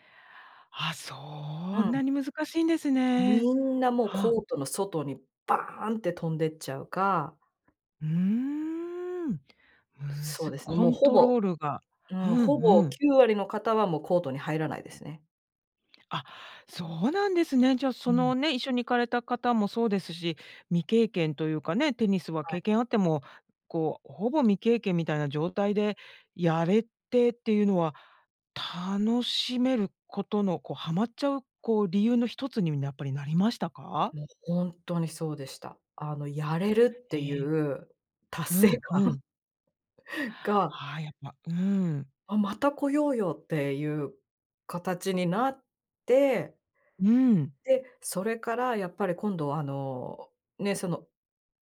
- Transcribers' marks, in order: "にやっぱり" said as "にゃっぱり"; laughing while speaking: "達成感が"; other noise
- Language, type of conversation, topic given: Japanese, podcast, 最近ハマっている遊びや、夢中になっている創作活動は何ですか？